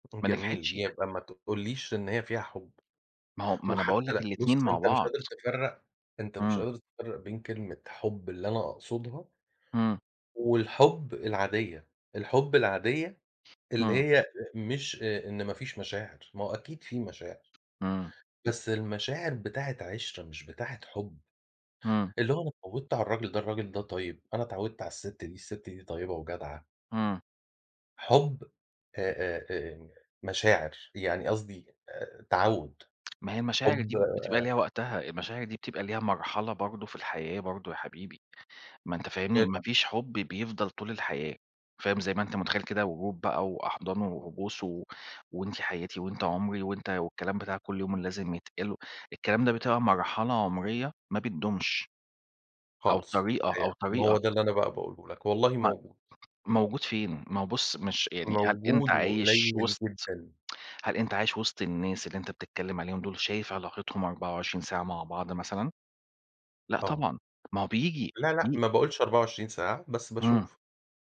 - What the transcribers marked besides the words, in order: tapping; unintelligible speech; unintelligible speech; tsk
- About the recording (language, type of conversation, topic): Arabic, unstructured, إزاي اتغيرت أفكارك عن الحب مع الوقت؟